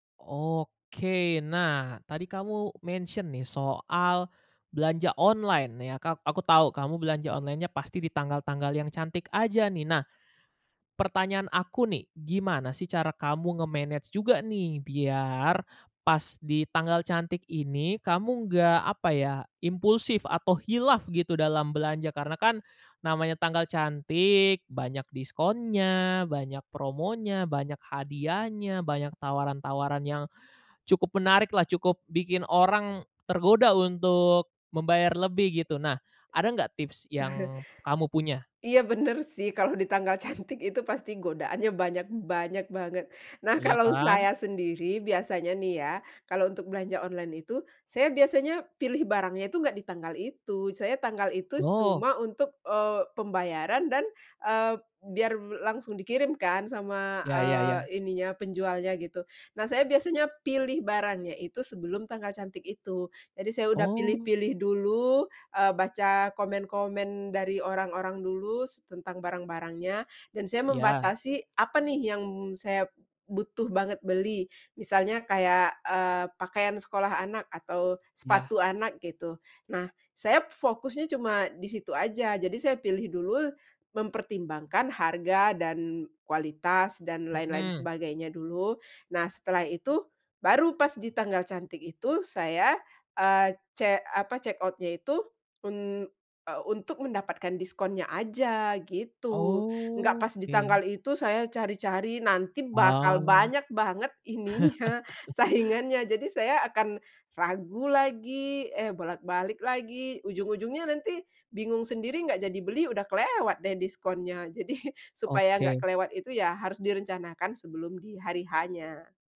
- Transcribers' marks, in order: in English: "mention"; in English: "nge-manage"; chuckle; laughing while speaking: "bener"; laughing while speaking: "tanggal cantik"; in English: "check out-nya"; drawn out: "Oke"; laughing while speaking: "ininya, saingannya"; chuckle; laughing while speaking: "jadi"
- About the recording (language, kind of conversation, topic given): Indonesian, podcast, Bagaimana kamu mengatur belanja bulanan agar hemat dan praktis?